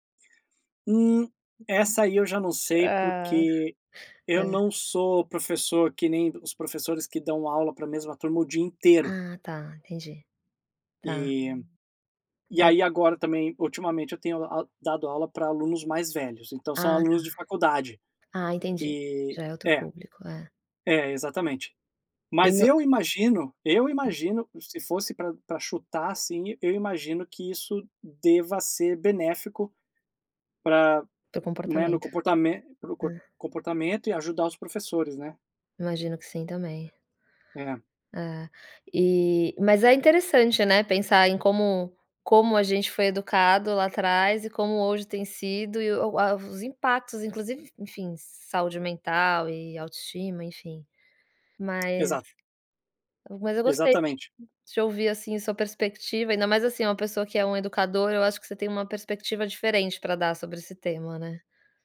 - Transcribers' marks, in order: other noise; tapping
- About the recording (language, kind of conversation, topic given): Portuguese, podcast, Como o celular te ajuda ou te atrapalha nos estudos?